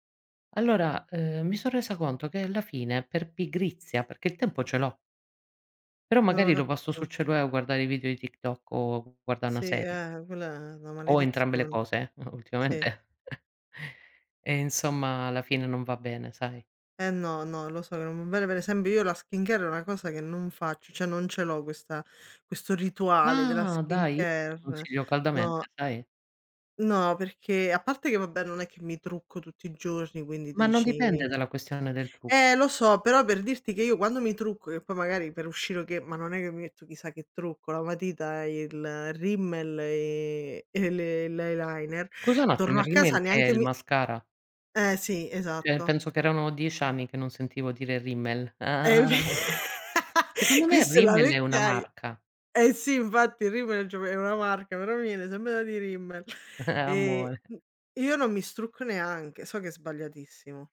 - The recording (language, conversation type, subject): Italian, unstructured, Che cosa significa per te prendersi cura di te stesso?
- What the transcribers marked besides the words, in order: laughing while speaking: "Ultimamente"; chuckle; "cioè" said as "ceh"; "Cioè" said as "ceh"; laughing while speaking: "ve"; laugh; chuckle; chuckle